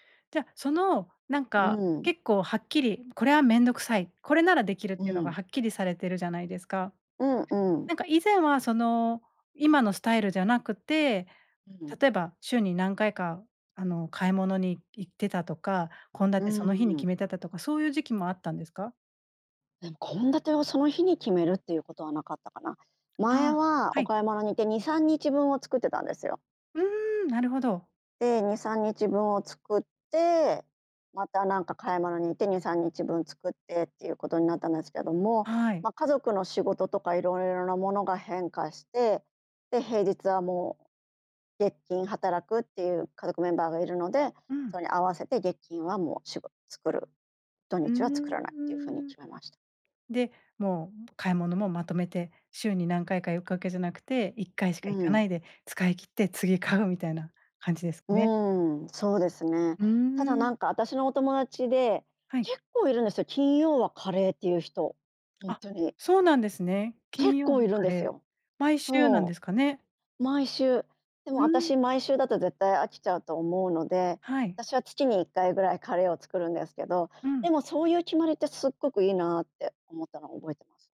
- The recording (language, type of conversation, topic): Japanese, podcast, 晩ごはんはどうやって決めていますか？
- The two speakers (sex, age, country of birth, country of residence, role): female, 40-44, Japan, Japan, host; female, 50-54, Japan, Japan, guest
- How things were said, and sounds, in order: unintelligible speech